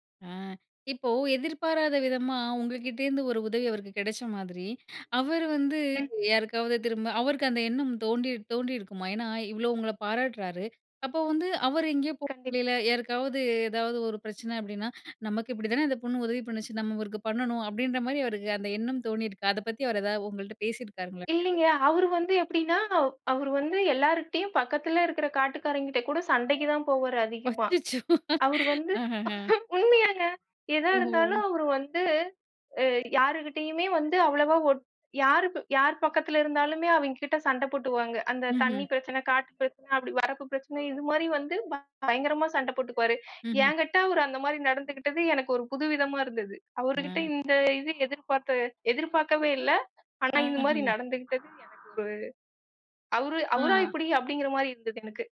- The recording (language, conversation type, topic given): Tamil, podcast, ஒரு சிறிய உதவி எதிர்பாராத அளவில் பெரிய மாற்றத்தை ஏற்படுத்தியிருக்கிறதா?
- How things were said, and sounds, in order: "தோணியிருக்குமா" said as "தோண்டியிருக்குமா"; laughing while speaking: "அச்சச்சோ! ஆஹஹ!"; laugh